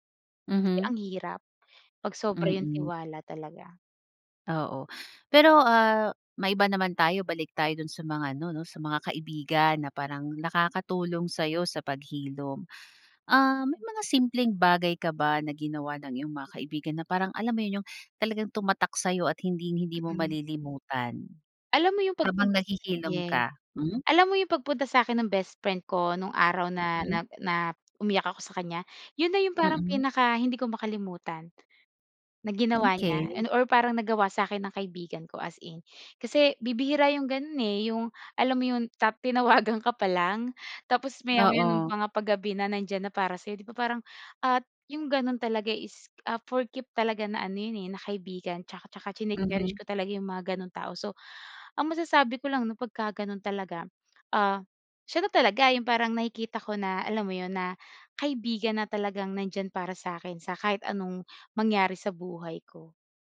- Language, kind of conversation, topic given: Filipino, podcast, Ano ang papel ng mga kaibigan sa paghilom mo?
- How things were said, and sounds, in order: tapping